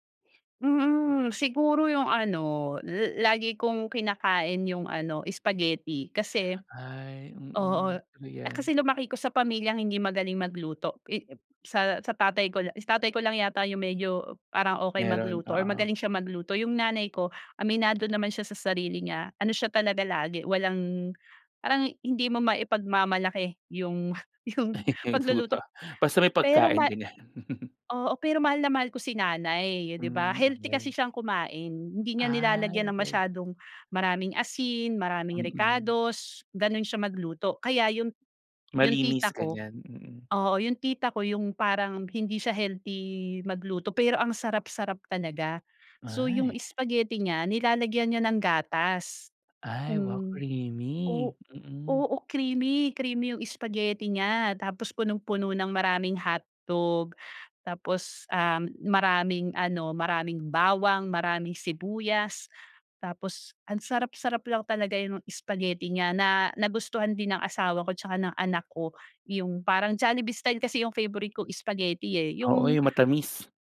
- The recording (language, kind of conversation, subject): Filipino, podcast, Anong pagkain ang nagpaparamdam sa’yo na para kang nasa tahanan kapag malayo ka?
- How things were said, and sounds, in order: laughing while speaking: "Ay, yung luto"; laughing while speaking: "yung"; chuckle